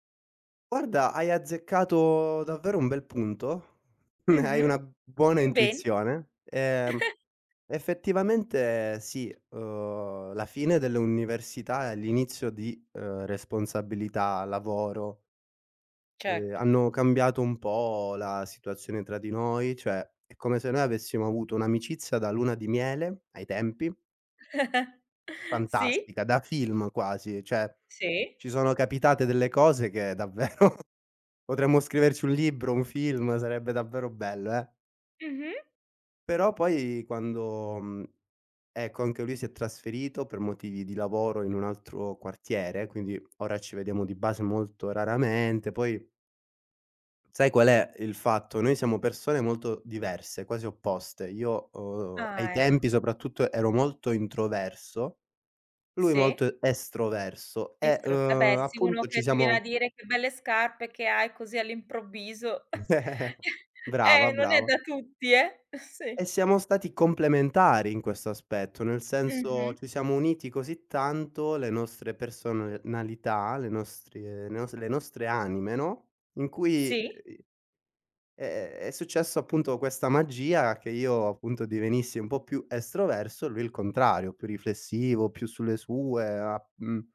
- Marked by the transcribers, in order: chuckle; chuckle; "Certo" said as "cetto"; chuckle; "cioè" said as "ceh"; laughing while speaking: "davvero"; tapping; chuckle
- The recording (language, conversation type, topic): Italian, podcast, Quale amicizia è migliorata con il passare del tempo?